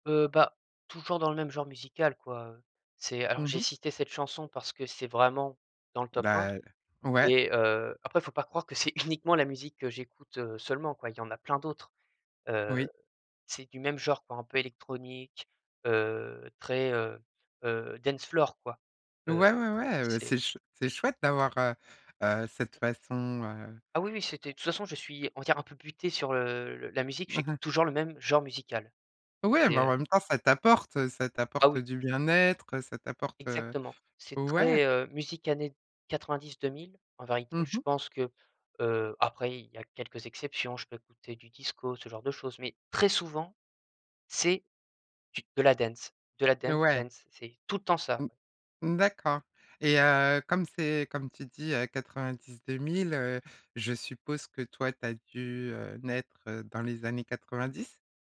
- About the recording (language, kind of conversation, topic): French, podcast, Quelle chanson te donne des frissons à chaque écoute ?
- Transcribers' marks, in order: put-on voice: "dance floor"; other background noise; stressed: "très souvent"; put-on voice: "dance"; put-on voice: "dance, dance"; stressed: "tout"